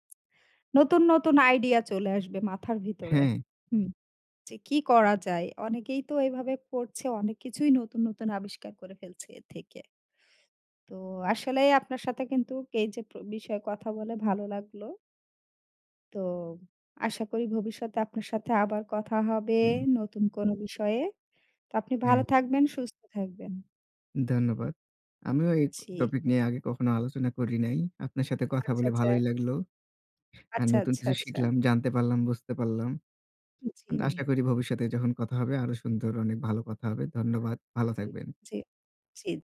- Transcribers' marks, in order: other background noise
- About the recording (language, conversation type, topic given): Bengali, unstructured, প্রযুক্তি কীভাবে আপনাকে আরও সৃজনশীল হতে সাহায্য করে?